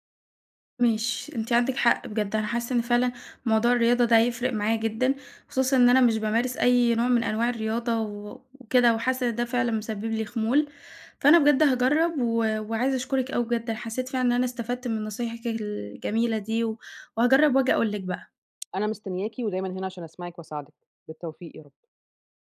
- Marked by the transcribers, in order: tapping
- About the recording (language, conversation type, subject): Arabic, advice, ليه بصحى تعبان رغم إني بنام كويس؟